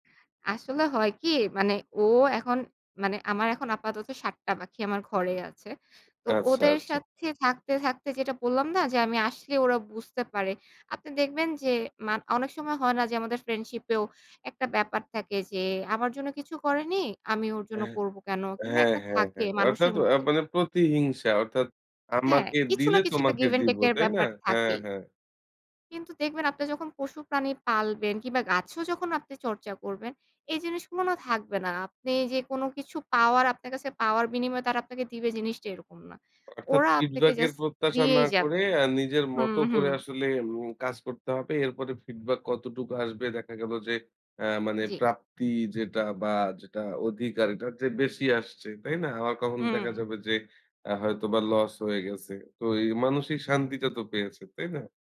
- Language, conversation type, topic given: Bengali, podcast, তুমি যে শখ নিয়ে সবচেয়ে বেশি উচ্ছ্বসিত, সেটা কীভাবে শুরু করেছিলে?
- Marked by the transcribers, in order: in English: "গিভ এন টেক"